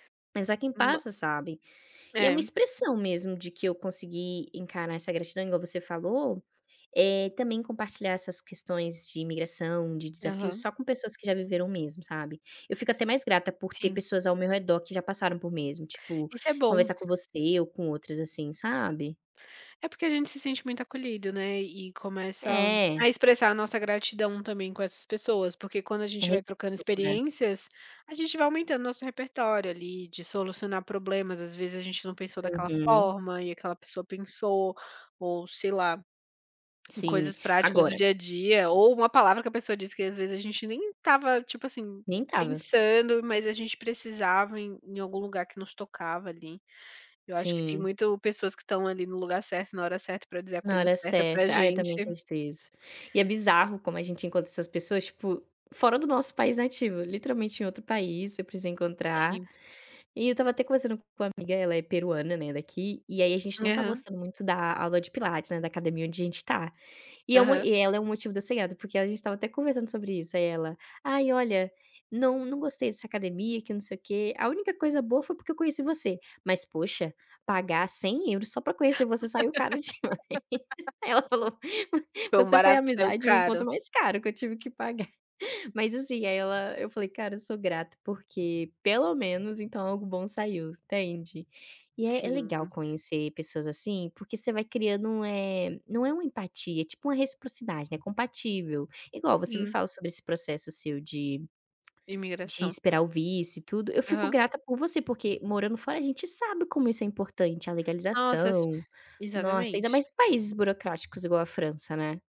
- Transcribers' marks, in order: laugh; laughing while speaking: "demais"; laugh; tapping; other background noise
- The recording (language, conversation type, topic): Portuguese, unstructured, O que faz você se sentir grato hoje?